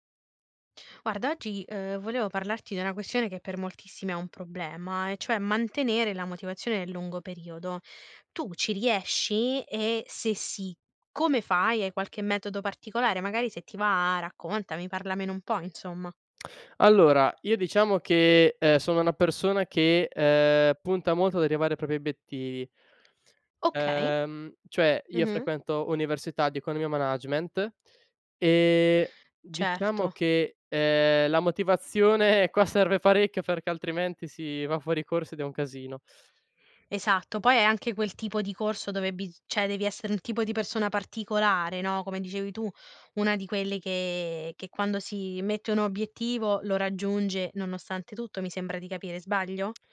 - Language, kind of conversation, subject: Italian, podcast, Come mantieni la motivazione nel lungo periodo?
- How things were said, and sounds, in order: tapping; laughing while speaking: "motivazione"; "cioè" said as "ceh"